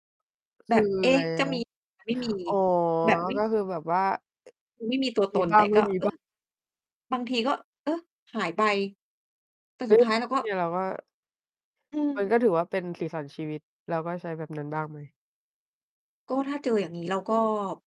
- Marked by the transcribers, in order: distorted speech; mechanical hum; other noise
- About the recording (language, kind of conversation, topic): Thai, unstructured, การได้พบเพื่อนเก่า ๆ ทำให้คุณรู้สึกอย่างไร?